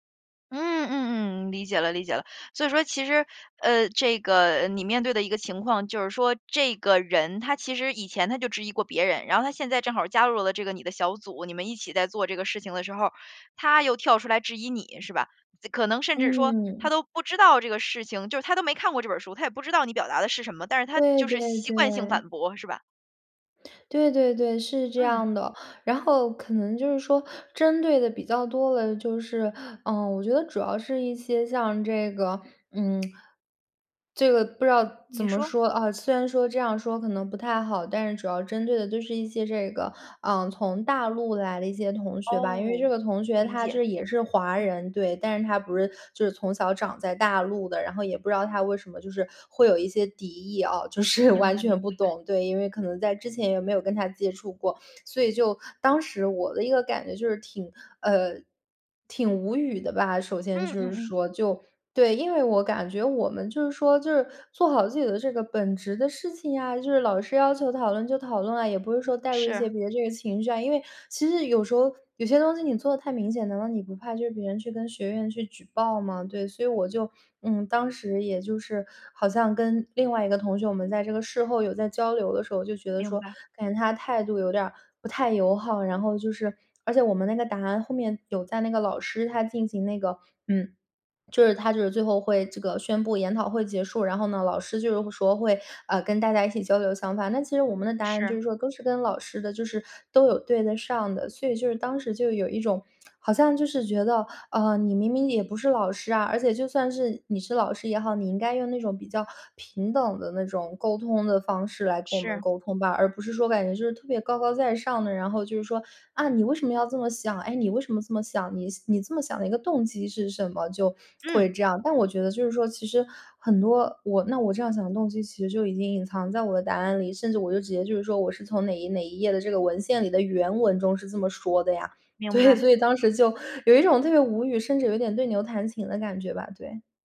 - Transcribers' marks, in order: other noise; other background noise; laughing while speaking: "就是"; lip smack; surprised: "啊，你为什么要这么想？哎，你为什么这么想？"; laughing while speaking: "对，所以当时就"
- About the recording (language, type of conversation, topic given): Chinese, advice, 同事在会议上公开质疑我的决定，我该如何应对？